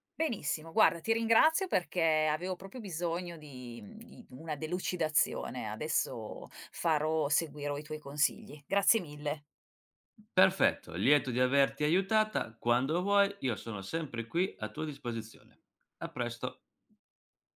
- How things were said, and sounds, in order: tapping
- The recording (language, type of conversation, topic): Italian, advice, Come posso superare l’imbarazzo nel monetizzare o nel chiedere il pagamento ai clienti?